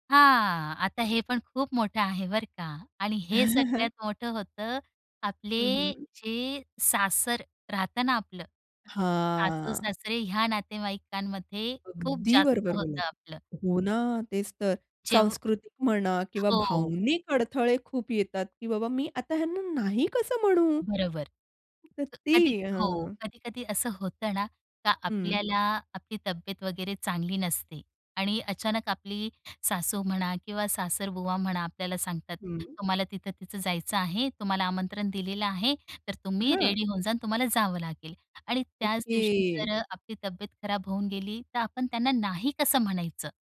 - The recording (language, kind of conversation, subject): Marathi, podcast, संबंधांमध्ये मर्यादा तुम्ही कशा ठरवता आणि पाळता?
- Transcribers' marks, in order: tapping; other background noise; laugh; drawn out: "हां"; in English: "रेडी"